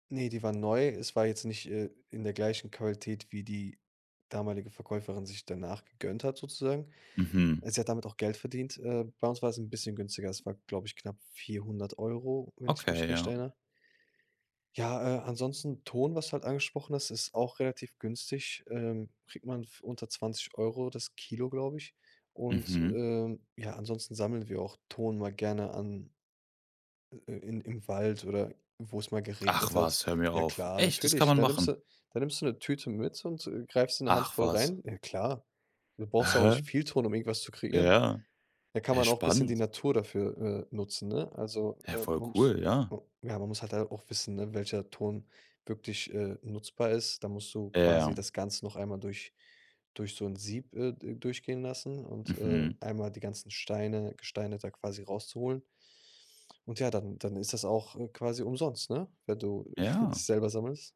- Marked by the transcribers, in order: surprised: "Ach was, hör mir auf. Echt, das kann man machen?"; chuckle
- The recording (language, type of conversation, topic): German, podcast, Wie bist du zu deinem kreativen Hobby gekommen?